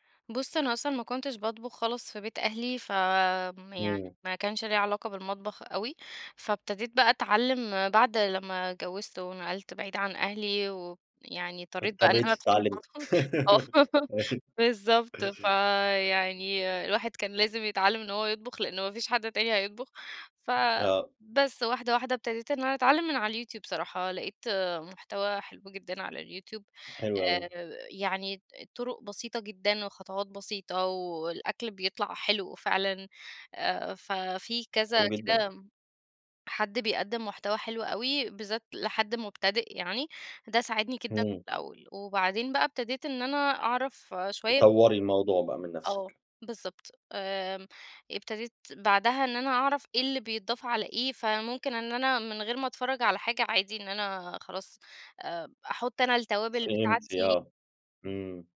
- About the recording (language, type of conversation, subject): Arabic, podcast, إزاي بتحوّل بقايا الأكل لوجبة مريحة؟
- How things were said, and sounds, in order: laugh; laughing while speaking: "آه"; chuckle; tapping